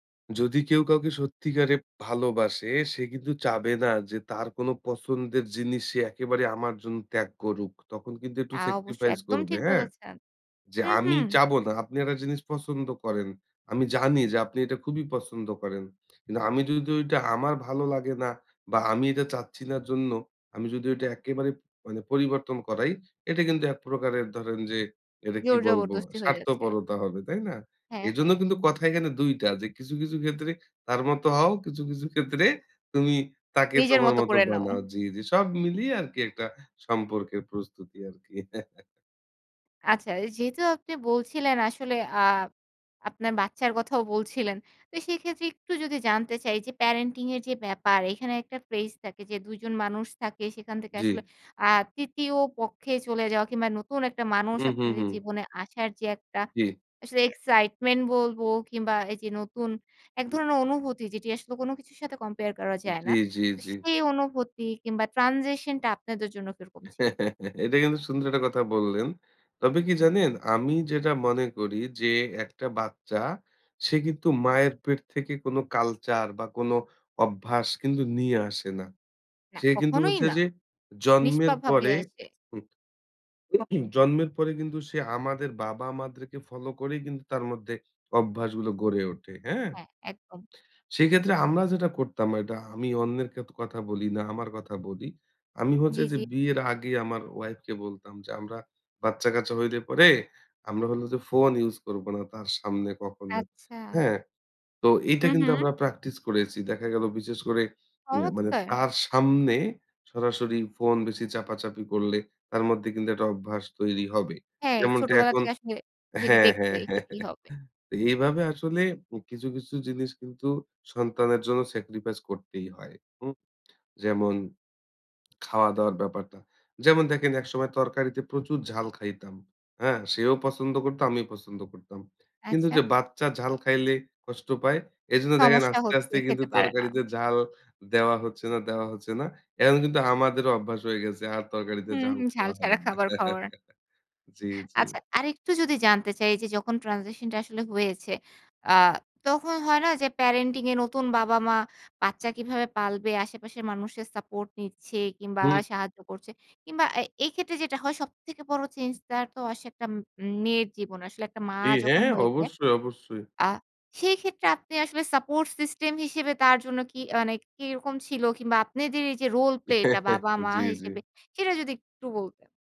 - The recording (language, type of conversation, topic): Bengali, podcast, সম্পর্কের জন্য আপনি কতটা ত্যাগ করতে প্রস্তুত?
- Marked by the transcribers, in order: "জন্য" said as "জন"; "একটা" said as "এটা"; laugh; in English: "parenting"; in English: "phrase"; in English: "excitement"; in English: "compare"; in English: "transition"; laugh; throat clearing; tapping; laugh; chuckle; laugh; in English: "transition"; in English: "parenting"; in English: "support system"; in English: "role play"; laugh